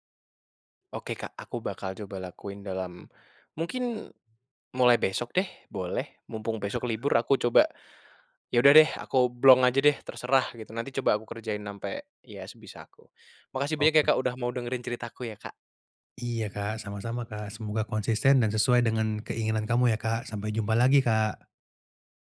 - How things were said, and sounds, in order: other background noise
- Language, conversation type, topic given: Indonesian, advice, Bagaimana saya bisa tetap menekuni hobi setiap minggu meskipun waktu luang terasa terbatas?